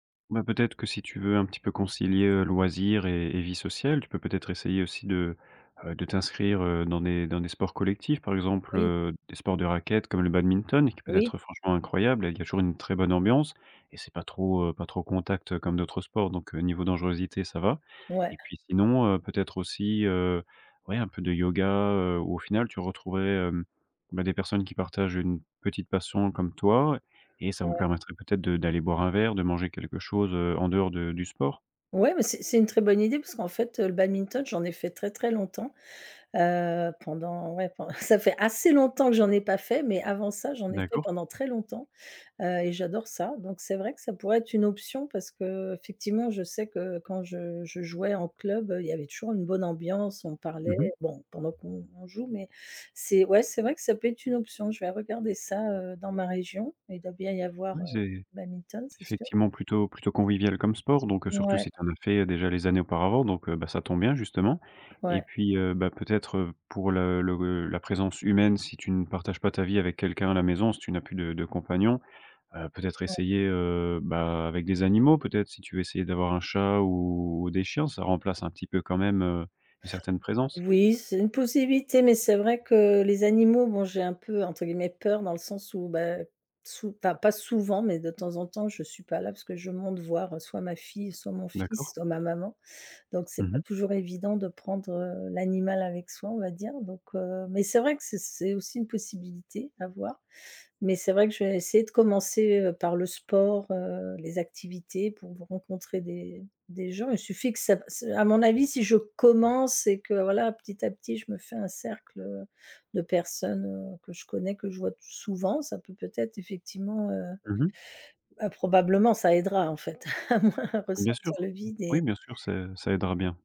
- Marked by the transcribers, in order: laughing while speaking: "pend"; tapping; stressed: "commence"; laughing while speaking: "à moins"
- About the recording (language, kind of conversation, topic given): French, advice, Comment expliquer ce sentiment de vide malgré votre succès professionnel ?